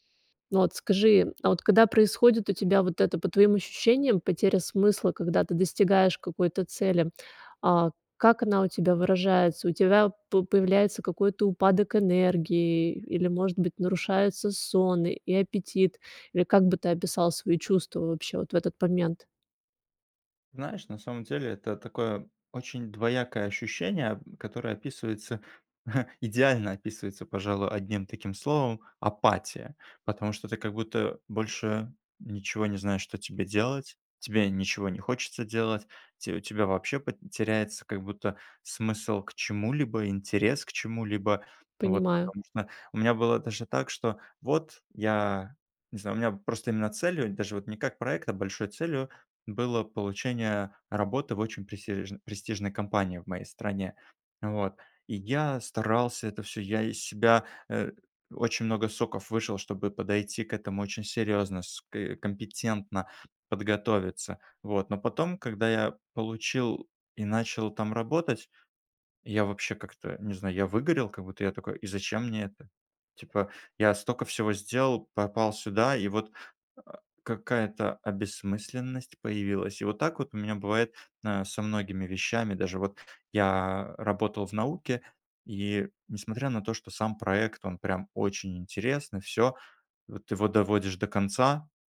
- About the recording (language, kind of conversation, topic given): Russian, advice, Как справиться с выгоранием и потерей смысла после череды достигнутых целей?
- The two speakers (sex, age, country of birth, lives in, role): female, 40-44, Russia, Italy, advisor; male, 30-34, Belarus, Poland, user
- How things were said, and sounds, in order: tapping; background speech; other background noise; chuckle